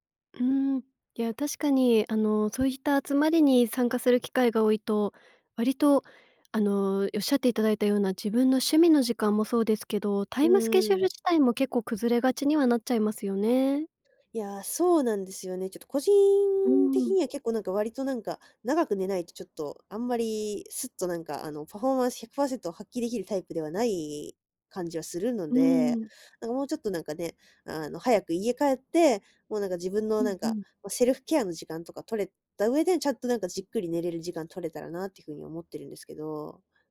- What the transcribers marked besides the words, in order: none
- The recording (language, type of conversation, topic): Japanese, advice, 誘いを断れずにストレスが溜まっている